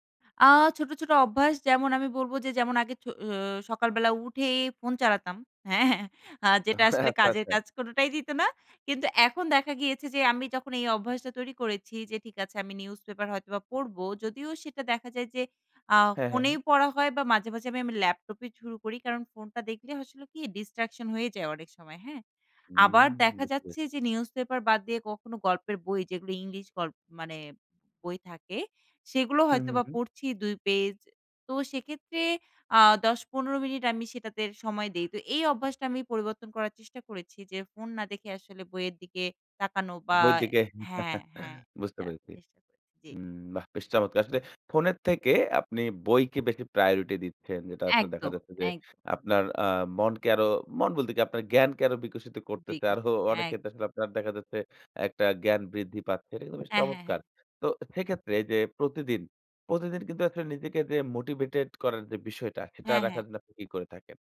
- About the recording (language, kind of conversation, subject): Bengali, podcast, প্রতিদিন সামান্য করে উন্নতি করার জন্য আপনার কৌশল কী?
- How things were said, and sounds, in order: chuckle; in English: "distraction"; chuckle